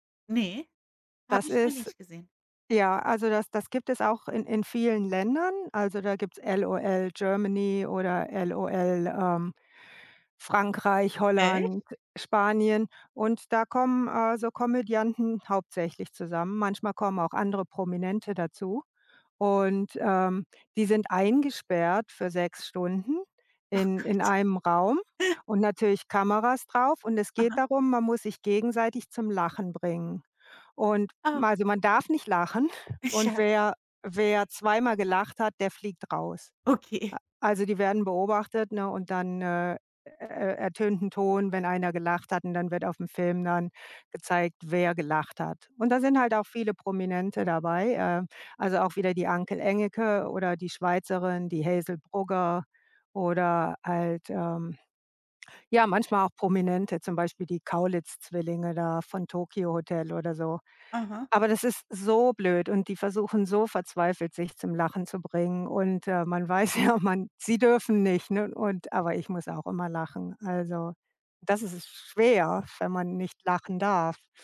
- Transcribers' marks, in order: chuckle; laughing while speaking: "Ja"; stressed: "so"; laughing while speaking: "weiß ja"
- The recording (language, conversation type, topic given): German, unstructured, Welcher Film hat dich zuletzt richtig zum Lachen gebracht?